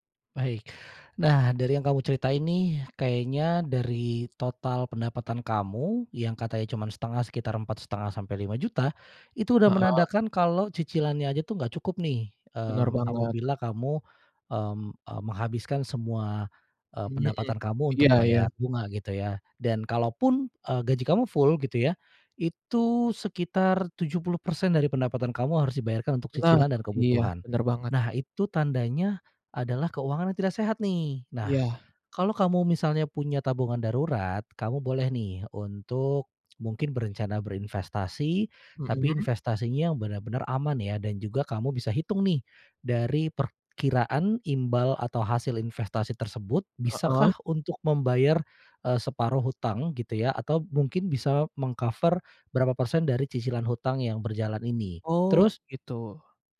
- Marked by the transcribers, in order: other background noise
- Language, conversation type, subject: Indonesian, advice, Bingung memilih melunasi utang atau mulai menabung dan berinvestasi
- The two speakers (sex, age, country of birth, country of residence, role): male, 20-24, Indonesia, Indonesia, user; male, 35-39, Indonesia, Indonesia, advisor